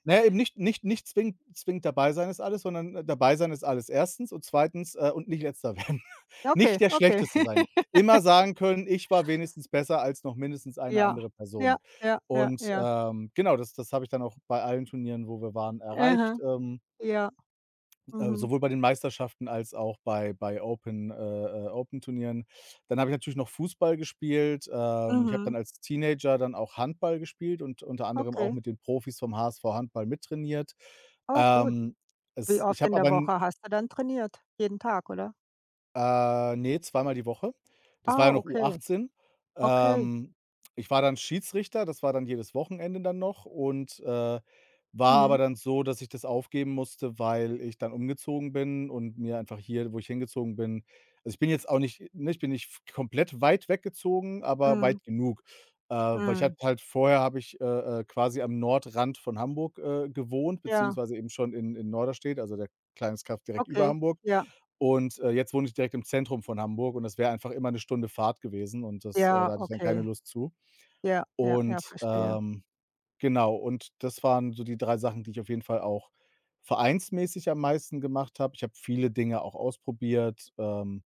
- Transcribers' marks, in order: laughing while speaking: "werden"; snort; laugh; in English: "Open"; in English: "Open-Turnieren"
- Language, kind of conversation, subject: German, unstructured, Was war dein schönstes Sporterlebnis?